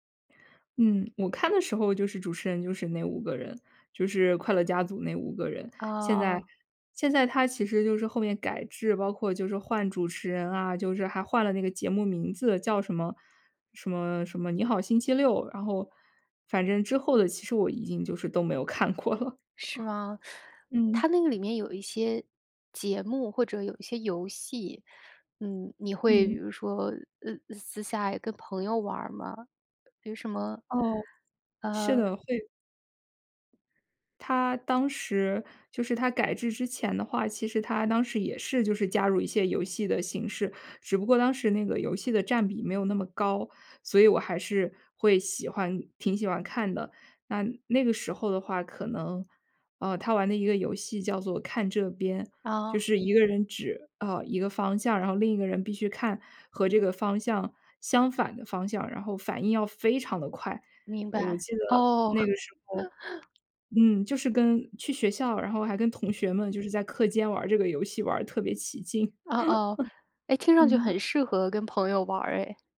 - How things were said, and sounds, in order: tapping; laughing while speaking: "看过了"; teeth sucking; chuckle; chuckle; chuckle
- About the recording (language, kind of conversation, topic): Chinese, podcast, 你小时候最爱看的节目是什么？